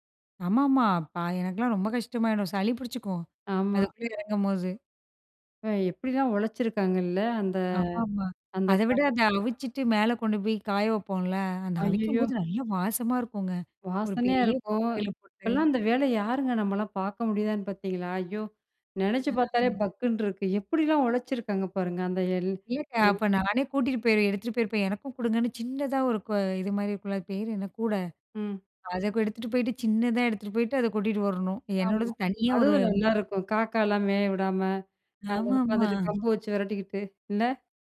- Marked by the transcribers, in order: other background noise; unintelligible speech
- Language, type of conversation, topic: Tamil, podcast, பூர்வீக இடத்துக்குச் சென்றபோது உங்களுக்குள் எழுந்த உண்மை உணர்வுகள் எவை?